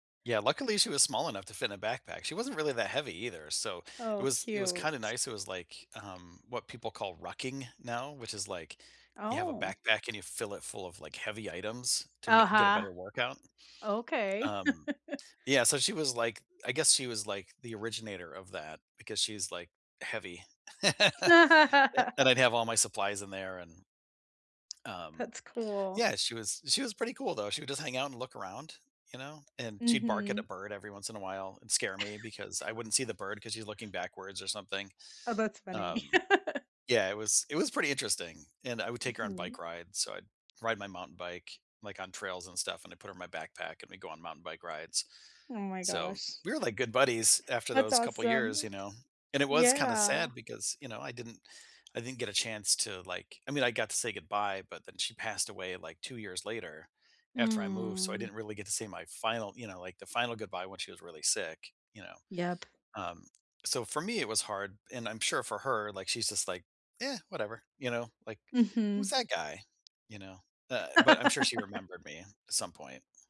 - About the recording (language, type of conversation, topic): English, unstructured, What do you think about abandoning pets when they get old?
- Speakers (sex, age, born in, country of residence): female, 45-49, United States, United States; male, 50-54, United States, United States
- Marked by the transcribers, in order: chuckle; laugh; chuckle; laugh; tapping; drawn out: "Mm"; laugh